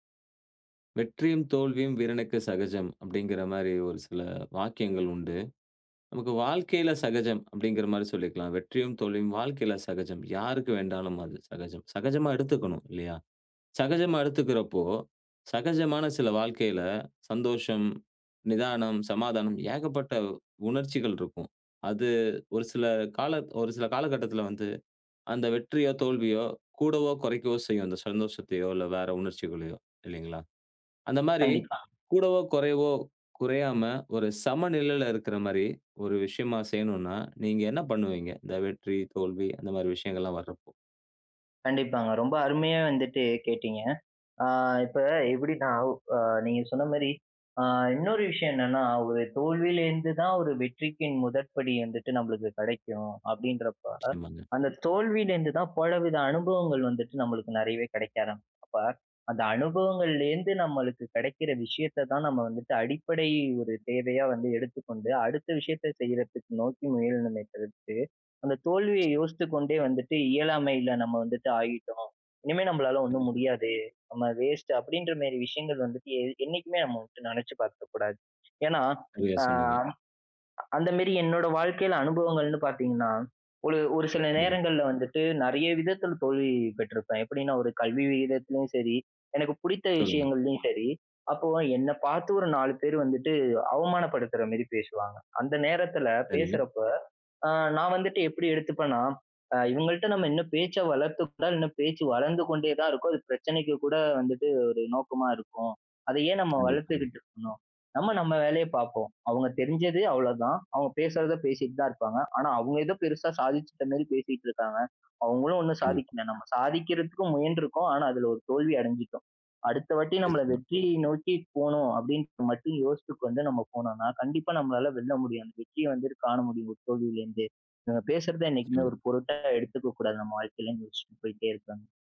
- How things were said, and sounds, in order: other noise; in English: "வேஸ்ட்"
- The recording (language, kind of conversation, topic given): Tamil, podcast, தோல்வி உன் சந்தோஷத்தை குறைக்காமலிருக்க எப்படி பார்த்துக் கொள்கிறாய்?